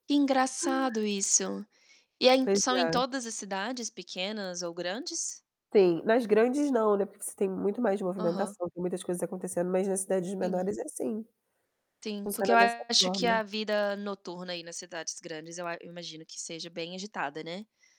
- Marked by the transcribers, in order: distorted speech
- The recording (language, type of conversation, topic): Portuguese, unstructured, Como você usaria a habilidade de nunca precisar dormir?